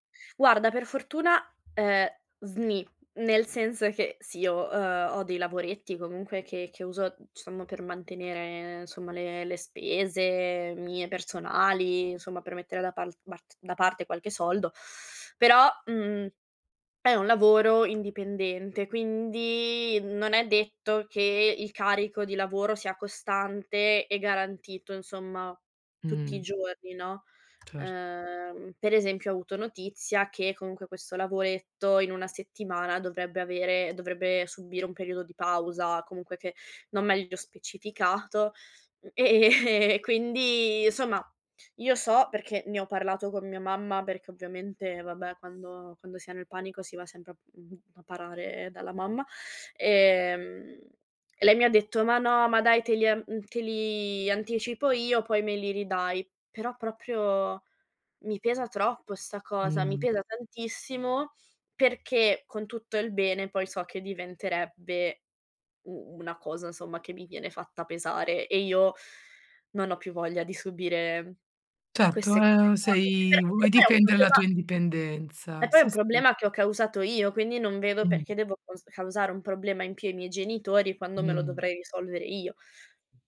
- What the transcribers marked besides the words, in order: "diciamo" said as "ciamo"; tapping; laughing while speaking: "ehm"; "proprio" said as "propio"; sigh; unintelligible speech
- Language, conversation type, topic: Italian, advice, Come posso bilanciare il risparmio con le spese impreviste senza mettere sotto pressione il mio budget?